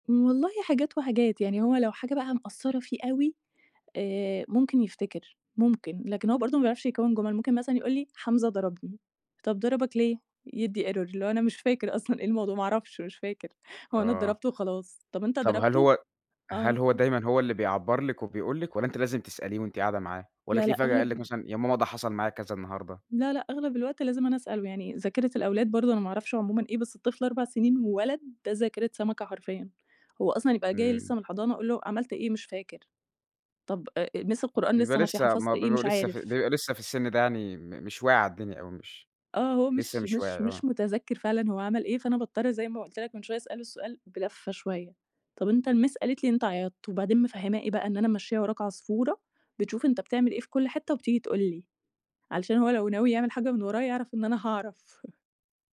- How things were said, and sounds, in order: in English: "error"; laughing while speaking: "أنا مش فاكر أصلًا إيه … أنا اتضربت وخلاص"; in English: "miss"; in English: "الmiss"; chuckle
- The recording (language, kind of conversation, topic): Arabic, podcast, إزاي بتوازن بين الشغل وحياتك الشخصية؟